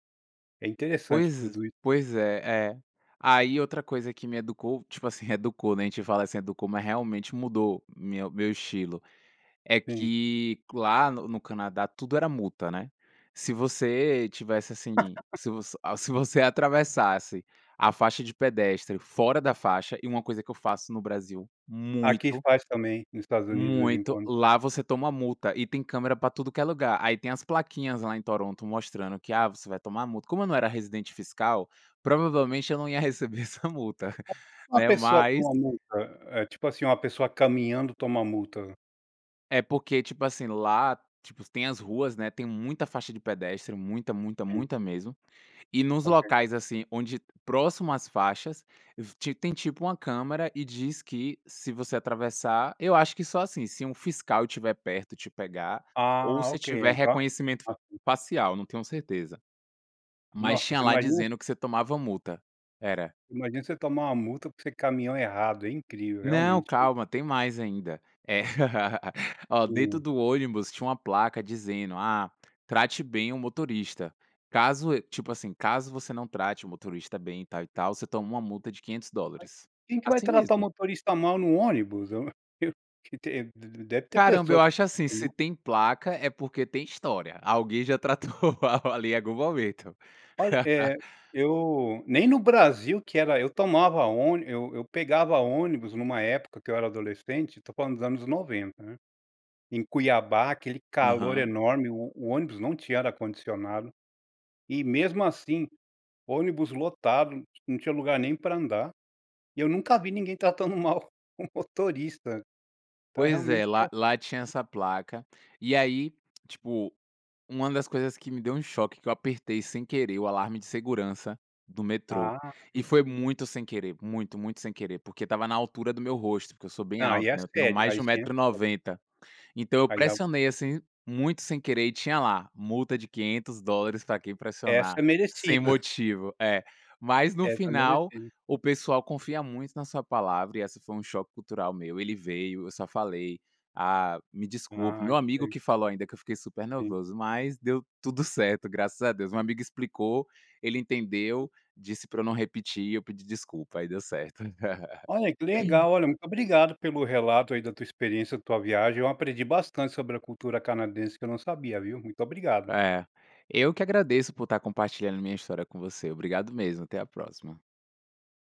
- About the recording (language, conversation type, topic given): Portuguese, podcast, Como uma experiência de viagem mudou a sua forma de ver outra cultura?
- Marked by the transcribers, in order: laugh; tapping; laughing while speaking: "provavelmente eu não ia receber essa multa"; laugh; unintelligible speech; laughing while speaking: "tratou mal ali algum momento"; laugh; laugh; laughing while speaking: "o motorista"; other background noise; laugh